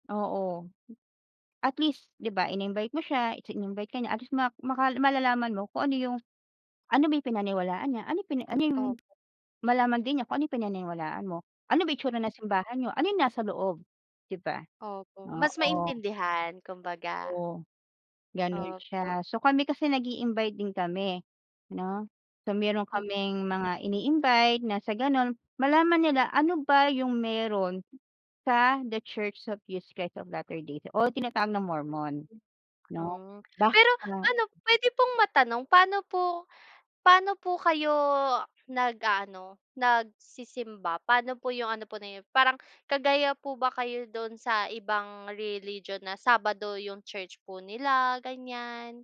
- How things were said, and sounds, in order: other noise; gasp
- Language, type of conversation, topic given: Filipino, unstructured, Ano ang natutuhan mo mula sa mga paniniwala ng iba’t ibang relihiyon?